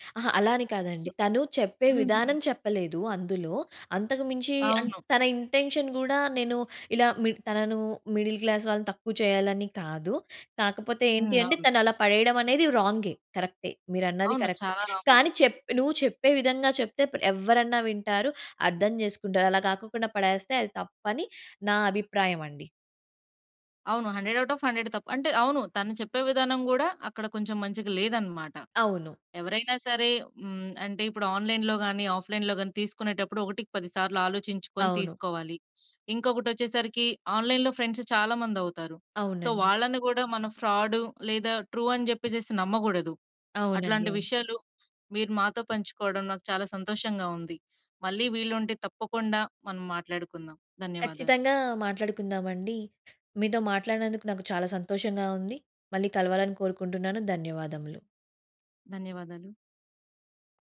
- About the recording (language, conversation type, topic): Telugu, podcast, నిజంగా కలుసుకున్న తర్వాత ఆన్‌లైన్ బంధాలు ఎలా మారతాయి?
- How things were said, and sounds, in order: in English: "ఇంటెన్షన్"; in English: "మిడిల్ క్లాస్"; in English: "రాంగ్"; in English: "హండ్రెడ్ ఔట్ ఆఫ్ హండ్రెడ్"; in English: "ఆన్‌లైన్‌లో"; in English: "ఆఫ్‌లైన్‌లో"; in English: "ఆన్‌లైన్‌లో ఫ్రెండ్స్"; in English: "సో"; in English: "ఫ్రాడ్"; in English: "ట్రూ"